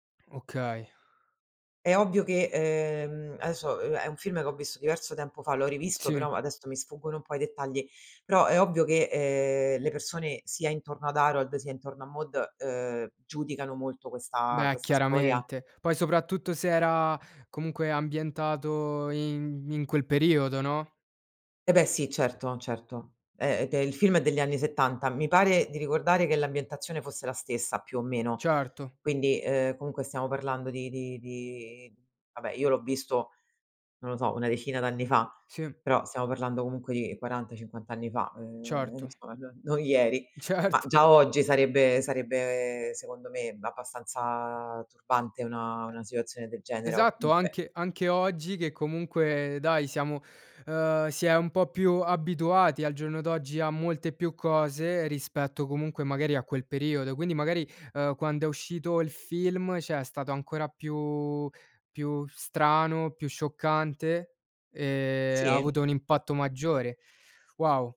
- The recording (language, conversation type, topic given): Italian, podcast, Qual è un film che ti ha cambiato la prospettiva sulla vita?
- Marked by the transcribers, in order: laughing while speaking: "Certo"; tapping; "cioè" said as "ceh"